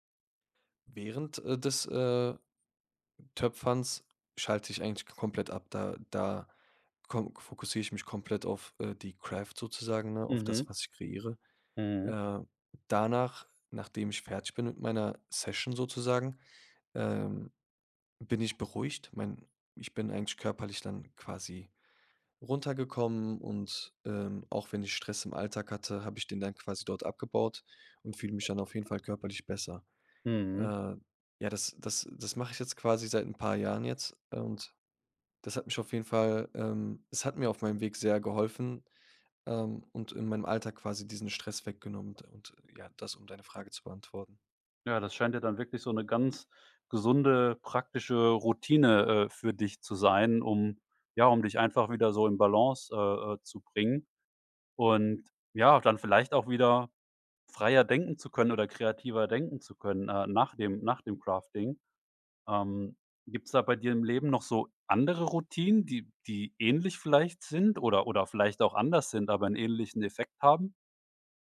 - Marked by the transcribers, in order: in English: "Craft"; in English: "Crafting"
- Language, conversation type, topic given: German, podcast, Was inspiriert dich beim kreativen Arbeiten?